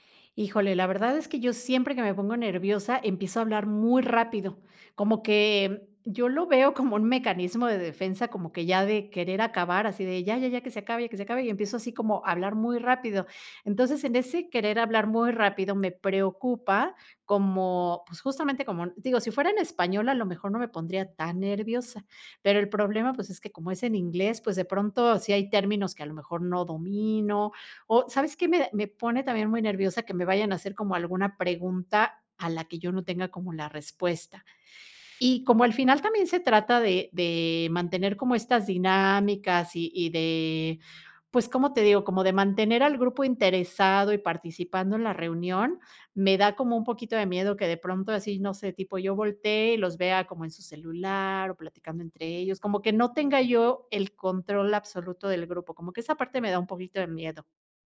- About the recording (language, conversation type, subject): Spanish, advice, ¿Cómo puedo hablar en público sin perder la calma?
- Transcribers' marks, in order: none